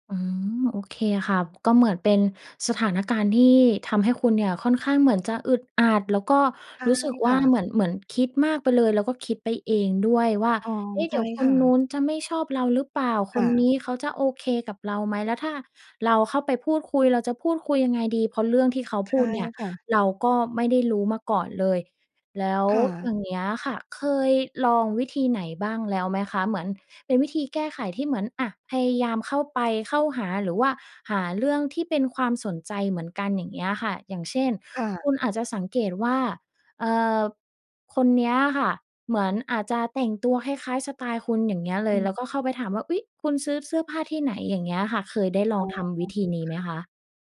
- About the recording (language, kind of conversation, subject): Thai, advice, คุณรู้สึกวิตกกังวลเวลาเจอคนใหม่ๆ หรืออยู่ในสังคมหรือไม่?
- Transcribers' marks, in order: none